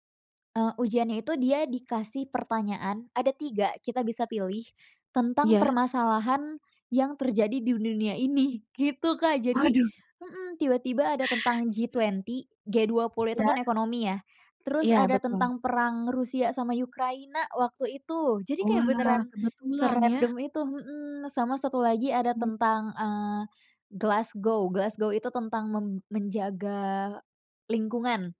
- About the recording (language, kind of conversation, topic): Indonesian, podcast, Siapa yang paling membantu kamu saat mengalami kegagalan, dan bagaimana cara mereka membantumu?
- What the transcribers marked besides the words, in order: tapping